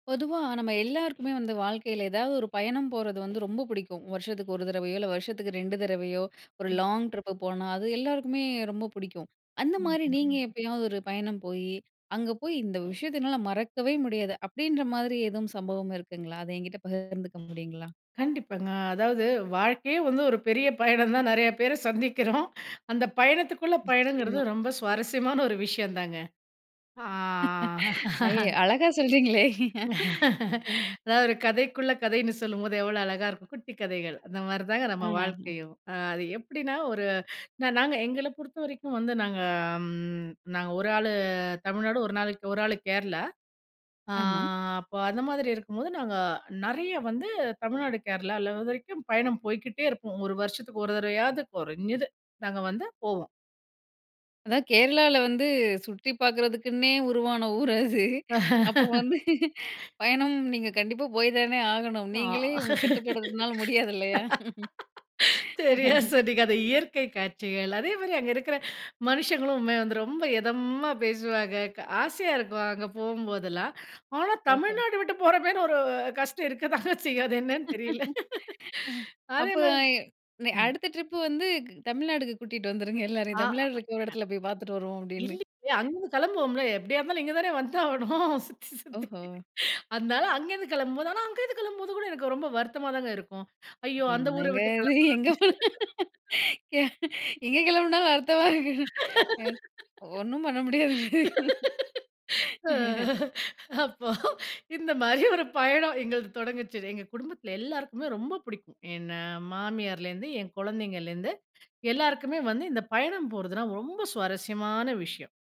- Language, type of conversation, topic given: Tamil, podcast, ஒரு மறக்கமுடியாத பயணம் பற்றி சொல்லுங்க, அதிலிருந்து என்ன கற்றீங்க?
- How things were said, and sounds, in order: other noise; in English: "லாங் ட்ரிப்"; unintelligible speech; other background noise; laughing while speaking: "பெரிய பயணம் தான் நறைய பேர … தாங்க. அ அ"; laughing while speaking: "அய அழகா சொல்றீங்களே! ம்"; laugh; chuckle; drawn out: "நாங்க"; laughing while speaking: "உருவான ஊர் அது அப்ப வந்து … கட்டுப்படுச்சுறதுனால முடியாது இல்லயா?"; laugh; laugh; laughing while speaking: "சரியா சொன்னீங்க அந்த இயற்கை காட்சிகள் … அது என்னன்னு தெரில"; laugh; laugh; laughing while speaking: "க் தமிழ்நாட்டுக்கு கூட்டிட்டு வந்துருங்க எல்லாரையும் … பார்த்துட்டு வருவோம் அப்டின்னு"; laughing while speaking: "இங்கே தானே வந்து ஆவணும் சுத்தி சுத்தி அதனால"; laughing while speaking: "என்னங்க இது! எங்கே போ எ … ஒண்ணும் பண்ண முடியாதுங்க"; laugh; laugh; laugh